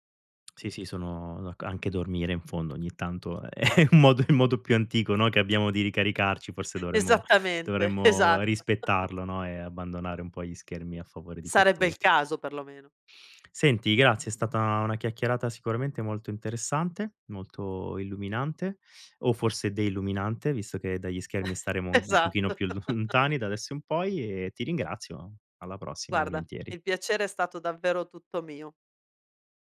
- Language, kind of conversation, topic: Italian, podcast, Come gestisci schermi e tecnologia prima di andare a dormire?
- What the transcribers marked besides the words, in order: tsk; laughing while speaking: "è un modo i modo"; chuckle; chuckle; laughing while speaking: "Esatto"; laughing while speaking: "lontani"; chuckle